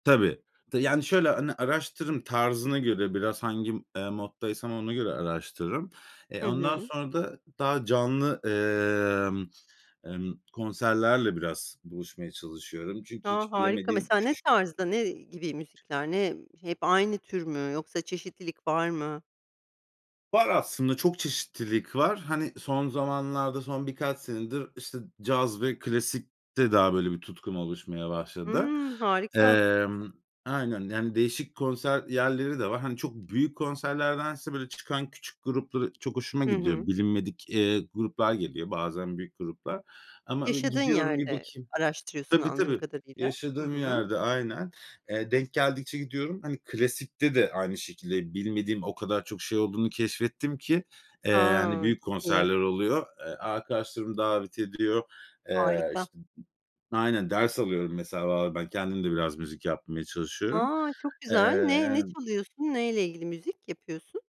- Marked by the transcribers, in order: other background noise; tapping; unintelligible speech
- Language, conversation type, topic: Turkish, podcast, Yeni müzikleri genelde nasıl keşfedersin?